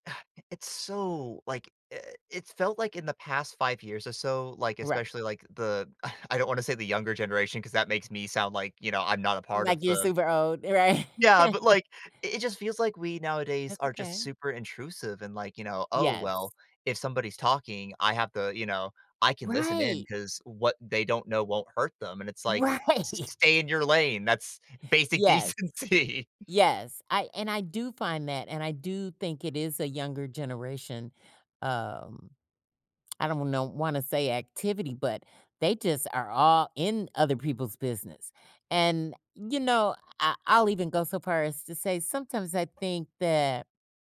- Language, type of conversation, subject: English, unstructured, What factors influence your choice between eating at home and going out to a restaurant?
- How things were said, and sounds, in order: exhale; other background noise; laughing while speaking: "right?"; chuckle; laughing while speaking: "Right"; laughing while speaking: "decency"